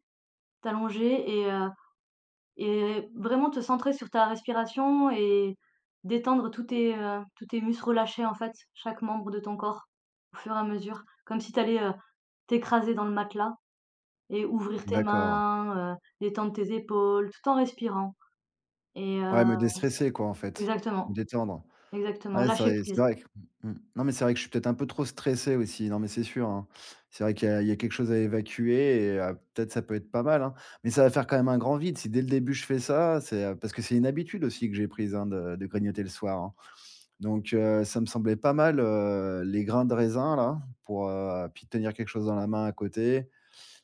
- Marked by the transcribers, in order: none
- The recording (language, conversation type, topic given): French, advice, Comment puis-je remplacer le grignotage nocturne par une habitude plus saine ?